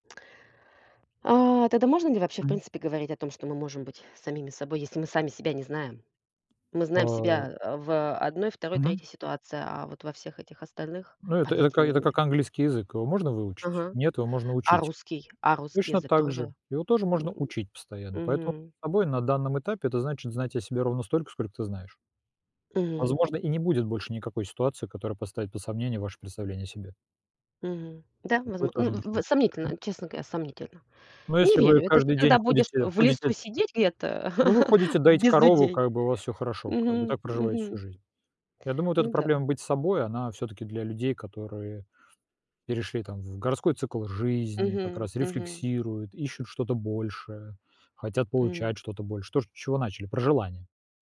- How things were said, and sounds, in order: chuckle
- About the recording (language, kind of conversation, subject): Russian, unstructured, Что для тебя значит быть собой?